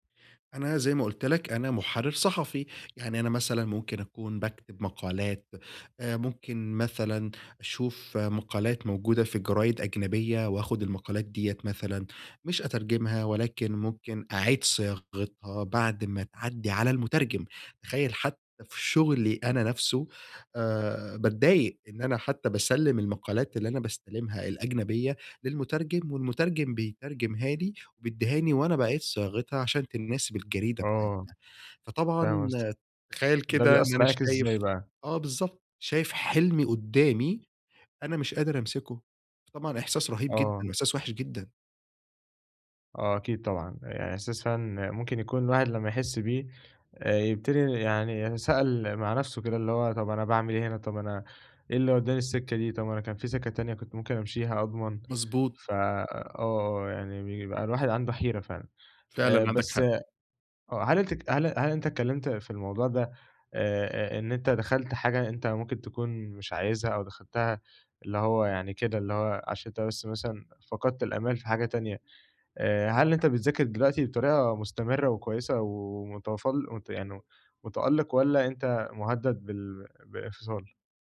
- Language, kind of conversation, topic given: Arabic, advice, إزاي أتعامل مع إنّي سيبت أمل في المستقبل كنت متعلق بيه؟
- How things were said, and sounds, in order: none